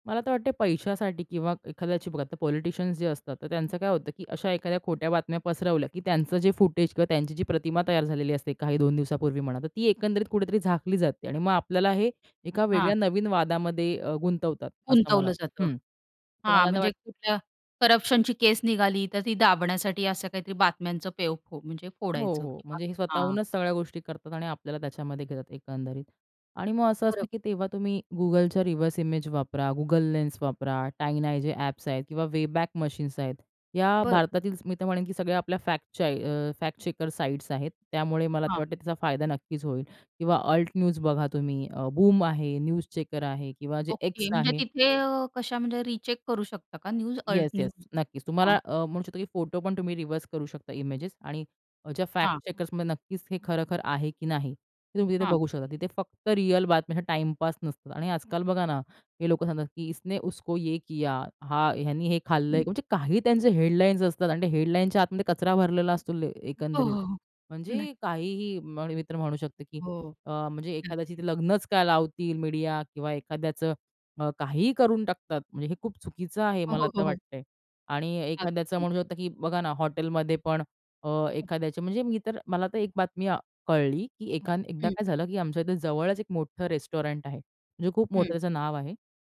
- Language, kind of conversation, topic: Marathi, podcast, खोटी माहिती ओळखण्यासाठी तुम्ही काय करता?
- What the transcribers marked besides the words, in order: tapping; in English: "न्यूज"; other background noise; in Hindi: "इसने उसको ये किया"; laughing while speaking: "हो, हो, हो"; laughing while speaking: "हो, हो, हो, हो"; other noise; in English: "रेस्टॉरंट"